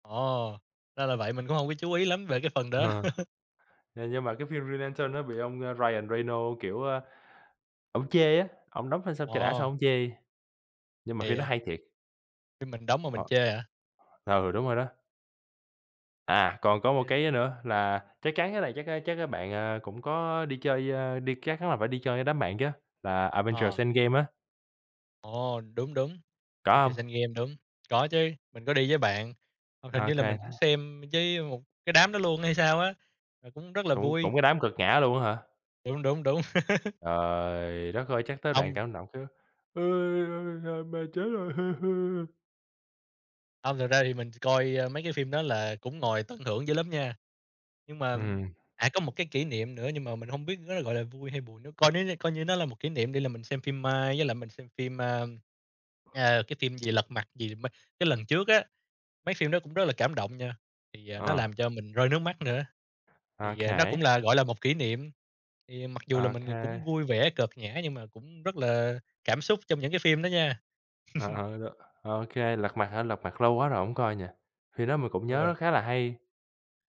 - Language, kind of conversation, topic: Vietnamese, unstructured, Bạn có kỷ niệm vui nào khi xem phim cùng bạn bè không?
- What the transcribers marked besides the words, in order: other background noise; chuckle; tapping; unintelligible speech; other noise; chuckle; put-on voice: "Ôi, ôi, ôi, mẹ chết rồi"; crying; chuckle